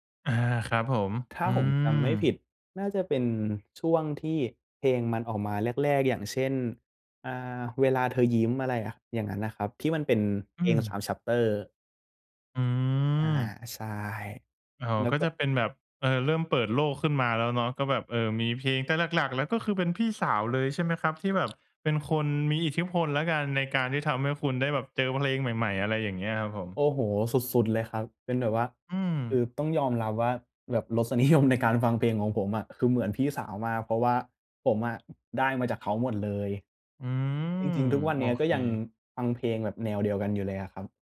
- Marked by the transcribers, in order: in English: "แช็ปเตอร์"; tapping; other background noise
- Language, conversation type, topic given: Thai, podcast, มีเพลงไหนที่ฟังแล้วกลายเป็นเพลงประจำช่วงหนึ่งของชีวิตคุณไหม?